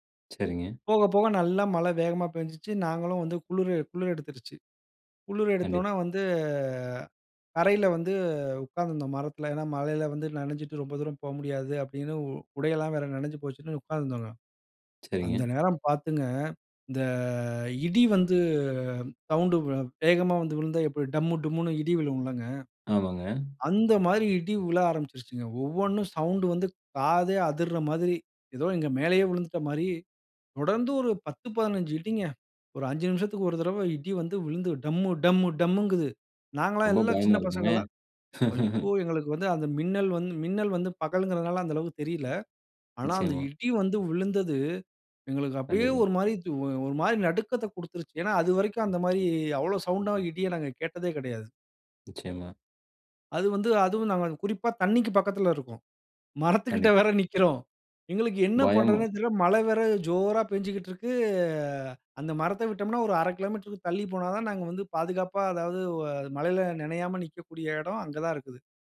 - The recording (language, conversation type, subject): Tamil, podcast, மழையுள்ள ஒரு நாள் உங்களுக்கு என்னென்ன பாடங்களைக் கற்றுத்தருகிறது?
- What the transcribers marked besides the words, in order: drawn out: "வந்து"; drawn out: "இந்த"; afraid: "ஐயோ! எங்களுக்கு வந்து அந்த மின்னல் … நாங்க கேட்டதே கிடையாது"; laugh; other background noise; drawn out: "இருக்கு"